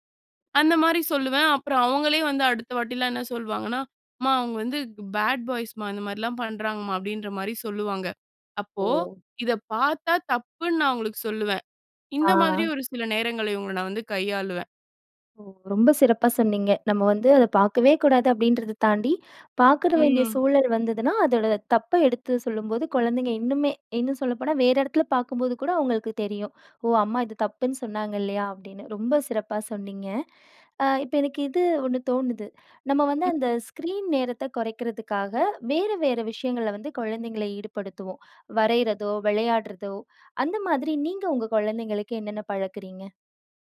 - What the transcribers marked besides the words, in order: in English: "பாட் பாய்ஸ்ம்மா"; other background noise; other noise; in English: "ஸ்க்ரீன்"
- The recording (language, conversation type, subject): Tamil, podcast, குழந்தைகளின் திரை நேரத்தை நீங்கள் எப்படி கையாள்கிறீர்கள்?